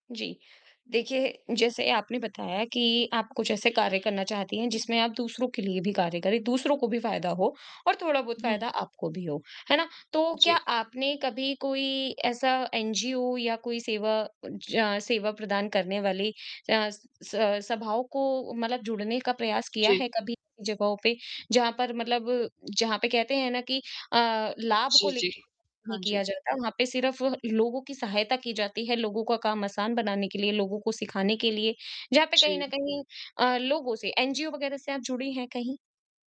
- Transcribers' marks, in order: distorted speech; tapping; other background noise
- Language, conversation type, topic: Hindi, advice, मैं अपने बड़े सपनों को रोज़मर्रा के छोटे, नियमित कदमों में कैसे बदलूँ?
- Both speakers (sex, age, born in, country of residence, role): female, 20-24, India, India, user; female, 25-29, India, India, advisor